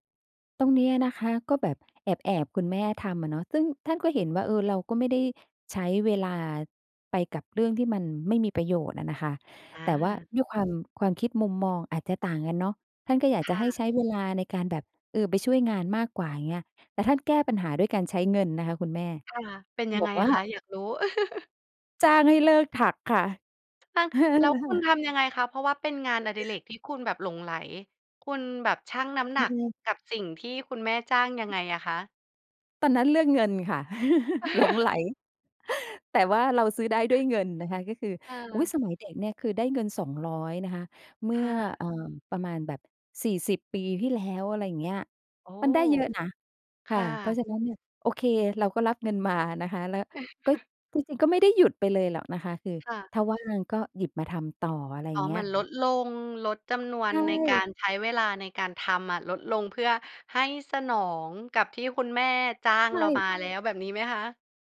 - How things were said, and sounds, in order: chuckle; tapping; other noise; chuckle; chuckle; chuckle; background speech
- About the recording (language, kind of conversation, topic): Thai, podcast, งานอดิเรกที่คุณหลงใหลมากที่สุดคืออะไร และเล่าให้ฟังหน่อยได้ไหม?